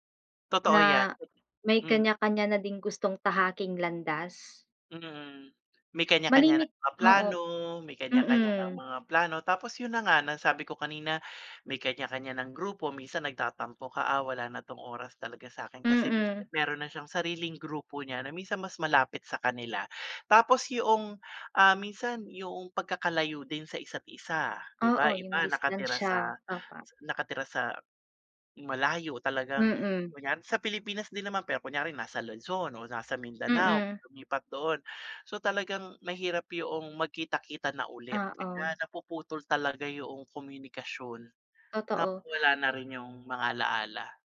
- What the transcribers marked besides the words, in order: other background noise
- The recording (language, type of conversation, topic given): Filipino, unstructured, Ano ang mga alaala mo tungkol sa mga dati mong kaibigan na hindi mo na nakikita?